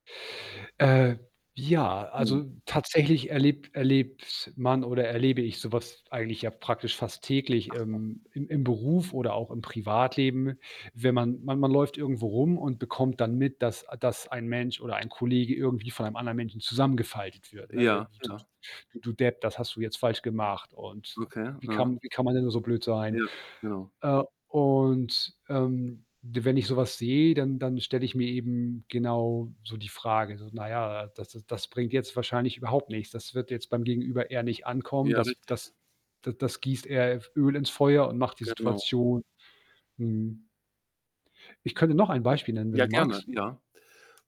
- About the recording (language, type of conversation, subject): German, podcast, Wie gibst du ehrliches, aber respektvolles Feedback?
- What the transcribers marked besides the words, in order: static; distorted speech; other background noise